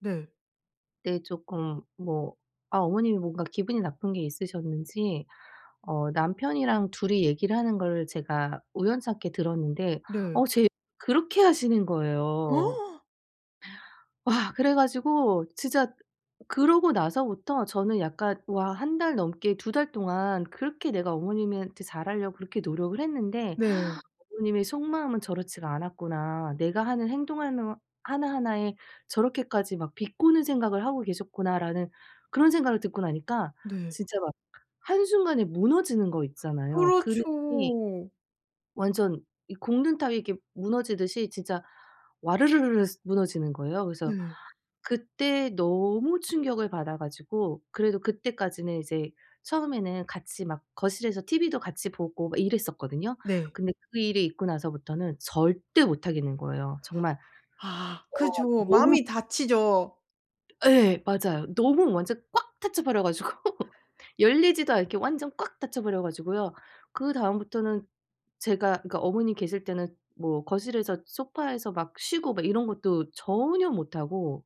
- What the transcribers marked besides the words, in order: gasp; other background noise; laugh
- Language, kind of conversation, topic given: Korean, advice, 집 환경 때문에 쉬기 어려울 때 더 편하게 쉬려면 어떻게 해야 하나요?